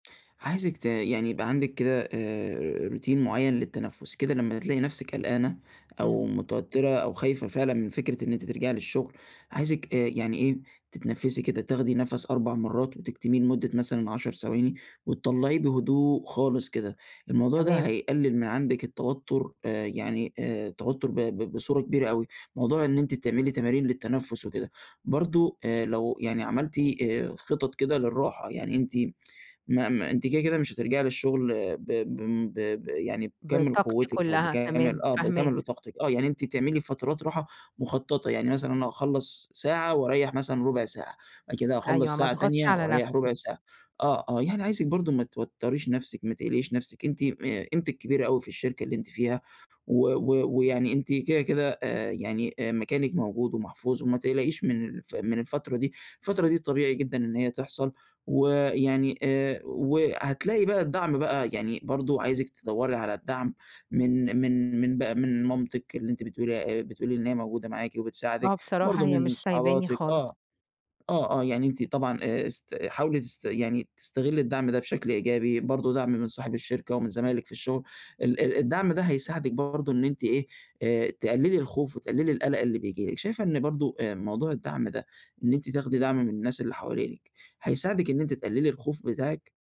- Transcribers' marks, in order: in English: "روتين"; tsk
- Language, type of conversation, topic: Arabic, advice, إزاي أتعامل مع خوفي من الرجوع للشغل بعد فترة تعافي؟